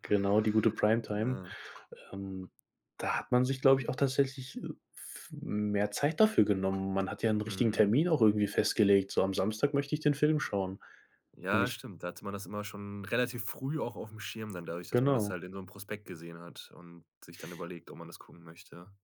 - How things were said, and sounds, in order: other background noise
- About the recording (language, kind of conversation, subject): German, podcast, Wie beeinflussen soziale Medien, was du im Fernsehen schaust?